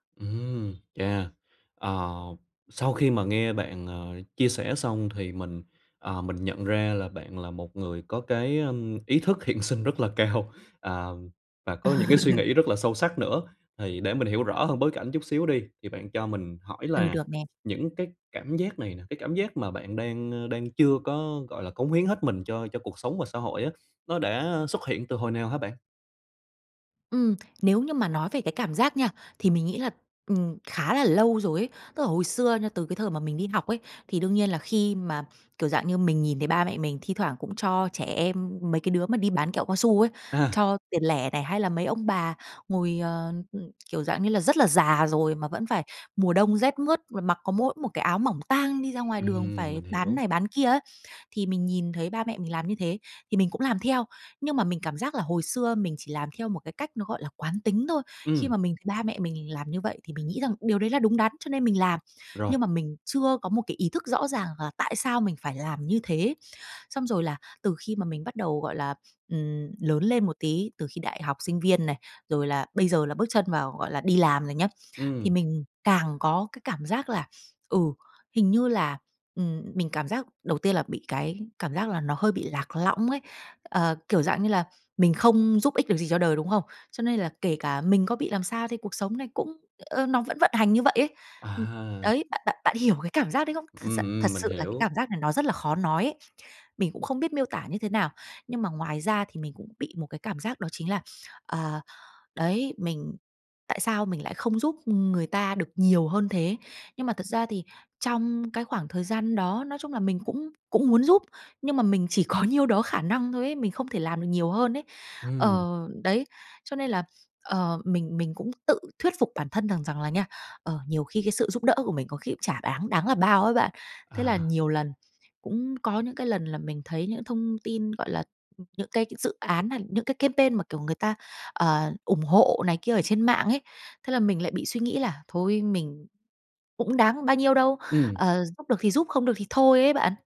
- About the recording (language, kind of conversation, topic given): Vietnamese, advice, Làm sao để bạn có thể cảm thấy mình đang đóng góp cho xã hội và giúp đỡ người khác?
- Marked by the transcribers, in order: horn; tapping; laughing while speaking: "cao"; laugh; other background noise; laughing while speaking: "có"; in English: "campaign"